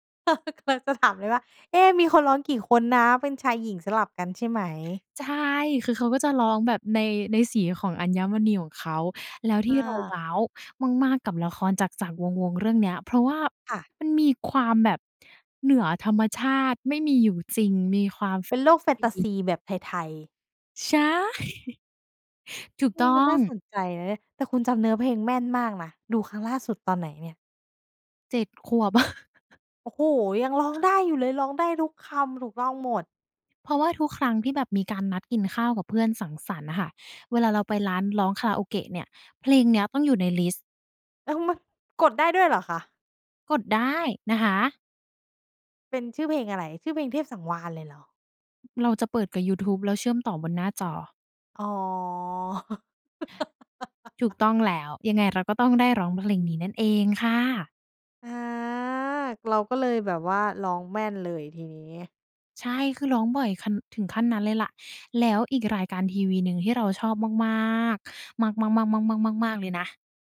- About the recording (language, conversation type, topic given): Thai, podcast, เล่าถึงความทรงจำกับรายการทีวีในวัยเด็กของคุณหน่อย
- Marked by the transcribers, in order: laugh; laughing while speaking: "กำลังจะถาม"; laughing while speaking: "ใช่"; chuckle; tapping; laugh